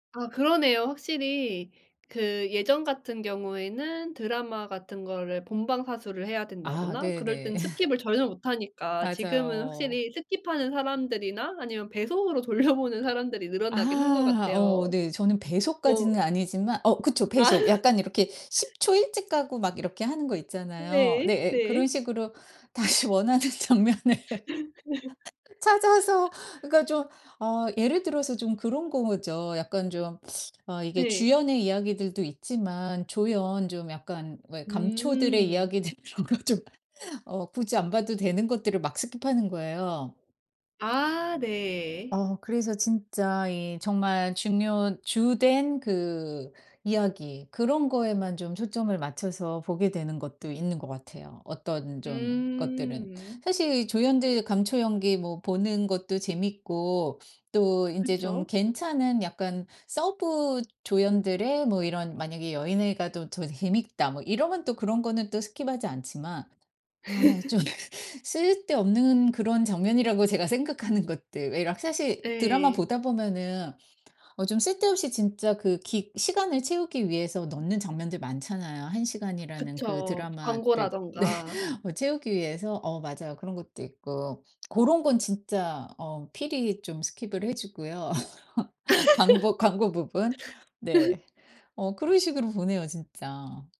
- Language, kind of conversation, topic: Korean, podcast, 스트리밍 시대에 관람 습관은 어떻게 달라졌나요?
- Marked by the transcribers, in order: tapping; laugh; laughing while speaking: "돌려보는"; other background noise; laughing while speaking: "아"; laughing while speaking: "다시 원하는 장면을 찾아서"; laugh; teeth sucking; laughing while speaking: "그런 거 좀"; laugh; laughing while speaking: "네"; laugh